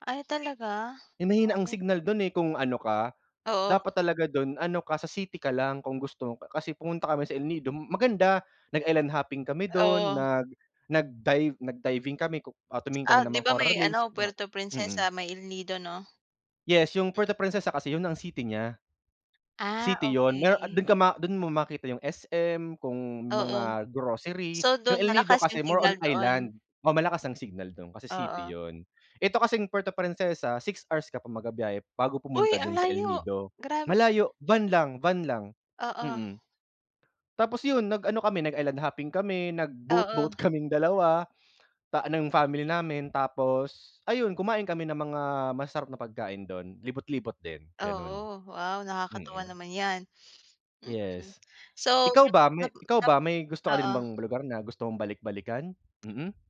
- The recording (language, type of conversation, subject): Filipino, unstructured, Anong uri ng lugar ang gusto mong puntahan kapag nagbabakasyon?
- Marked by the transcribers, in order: other background noise